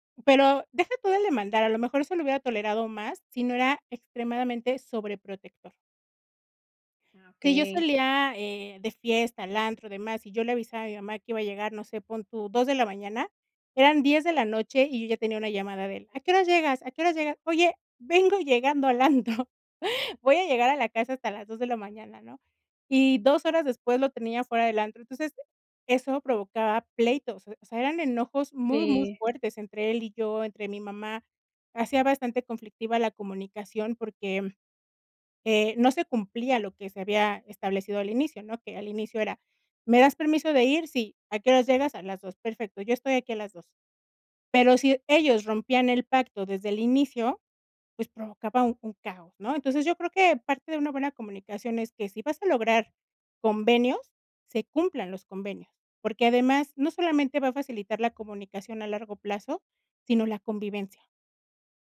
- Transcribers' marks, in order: other background noise; laughing while speaking: "antro"
- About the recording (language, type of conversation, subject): Spanish, podcast, ¿Cómo describirías una buena comunicación familiar?